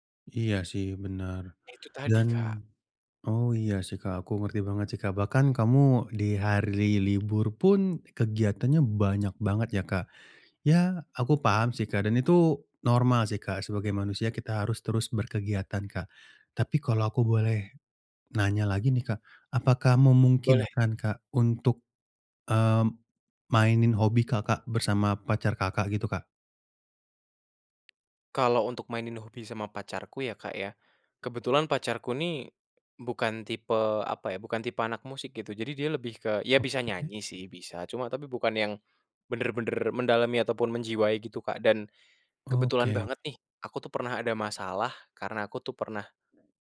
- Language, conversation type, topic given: Indonesian, advice, Bagaimana saya bisa tetap menekuni hobi setiap minggu meskipun waktu luang terasa terbatas?
- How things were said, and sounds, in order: "hari" said as "harli"; tapping